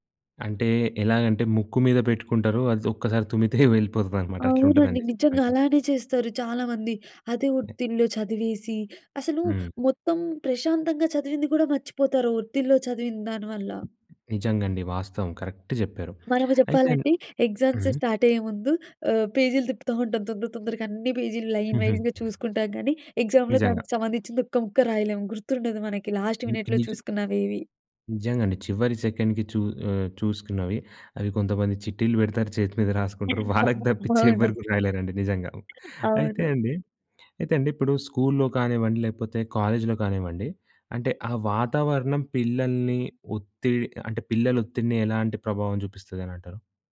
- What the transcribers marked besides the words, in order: laughing while speaking: "తుమ్మితే"; other noise; tapping; in English: "కరెక్ట్"; in English: "ఎగ్జామ్స్ స్టార్ట్"; in English: "లైన్ వైస్‌గా"; other background noise; in English: "ఎగ్జామ్‌లో"; in English: "లాస్ట్ మినిట్‌లో"; in English: "సెకండ్‌కి"; laugh; laughing while speaking: "వాళ్ళకి తప్పిచ్చి ఎవరు గూడా రాయలేరండి"; in English: "స్కూల్‌లో"; in English: "కాలేజ్‌లో"
- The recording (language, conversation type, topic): Telugu, podcast, పిల్లల ఒత్తిడిని తగ్గించేందుకు మీరు అనుసరించే మార్గాలు ఏమిటి?